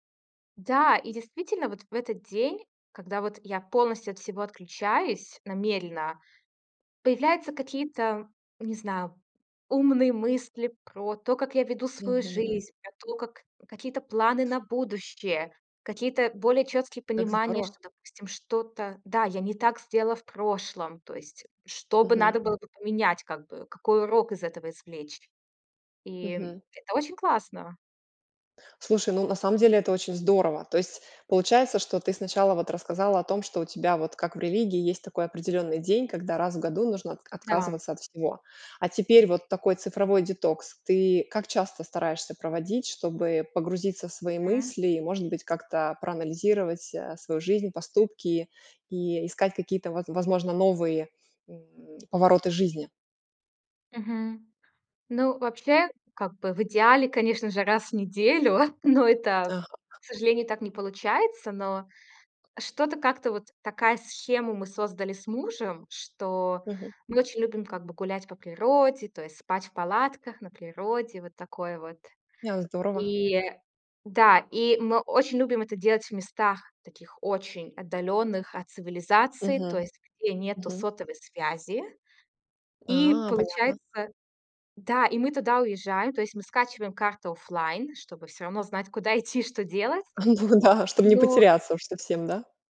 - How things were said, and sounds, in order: tapping; other background noise; chuckle; laughing while speaking: "Ну да"
- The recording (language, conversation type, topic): Russian, podcast, Что для тебя значит цифровой детокс и как его провести?